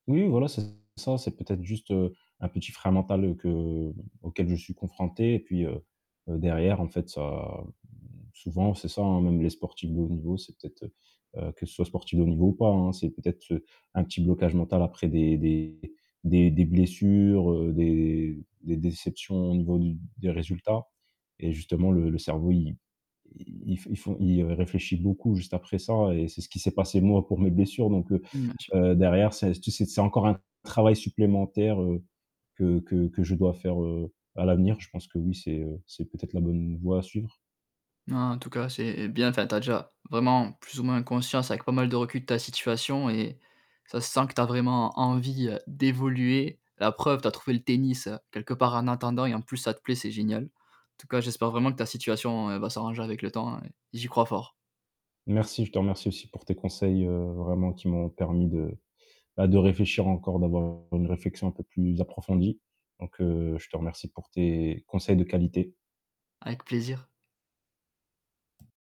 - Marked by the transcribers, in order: static; distorted speech; tapping
- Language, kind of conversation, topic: French, advice, Comment retrouver la motivation pour s’entraîner régulièrement ?